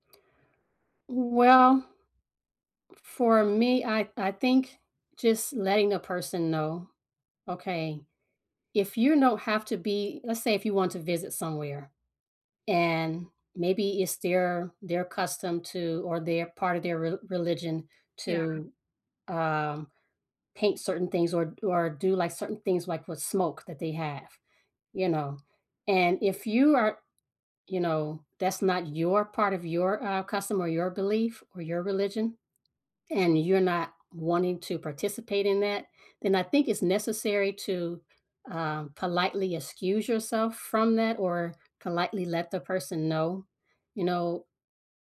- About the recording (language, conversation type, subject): English, unstructured, Is it fair to expect travelers to respect local customs everywhere they go?
- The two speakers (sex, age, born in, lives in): female, 45-49, United States, United States; female, 45-49, United States, United States
- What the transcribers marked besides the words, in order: none